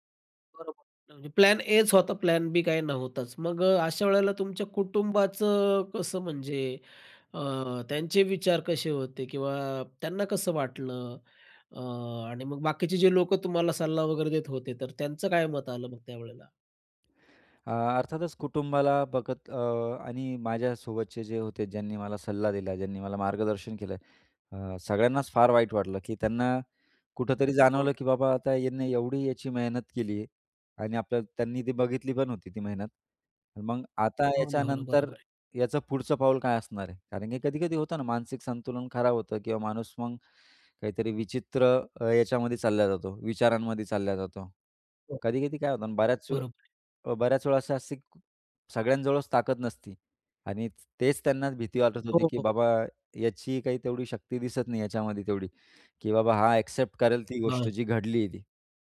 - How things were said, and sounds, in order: in English: "प्लॅन एच"; in English: "प्लॅन बी"; other background noise; unintelligible speech; in English: "एक्सेप्ट"
- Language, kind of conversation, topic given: Marathi, podcast, तुमच्या आयुष्यातलं सर्वात मोठं अपयश काय होतं आणि त्यातून तुम्ही काय शिकलात?